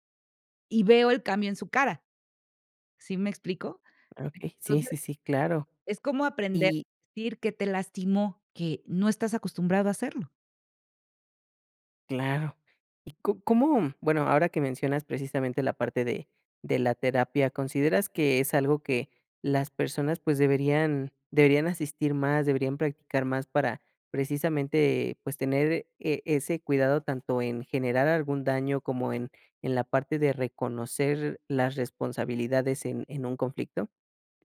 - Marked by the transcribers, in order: none
- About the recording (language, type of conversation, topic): Spanish, podcast, ¿Cómo puedes reconocer tu parte en un conflicto familiar?